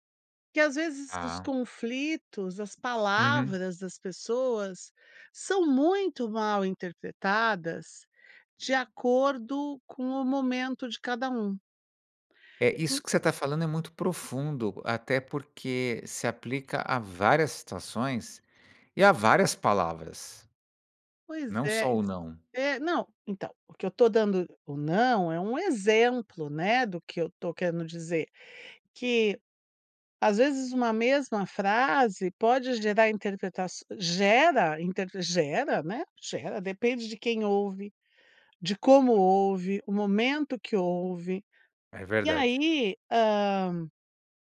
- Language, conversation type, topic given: Portuguese, podcast, Como lidar com interpretações diferentes de uma mesma frase?
- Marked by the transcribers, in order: other background noise